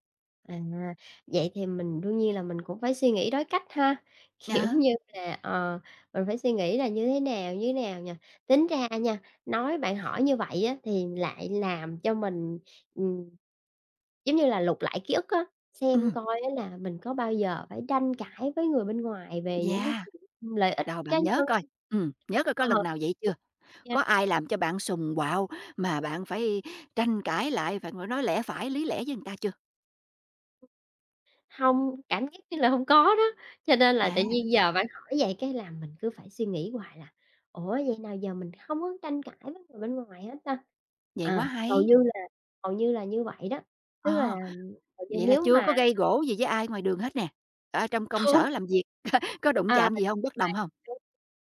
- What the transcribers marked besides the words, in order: tapping; other background noise; "người" said as "ừn"; laughing while speaking: "Không"; chuckle
- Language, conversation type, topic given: Vietnamese, podcast, Làm thế nào để bày tỏ ý kiến trái chiều mà vẫn tôn trọng?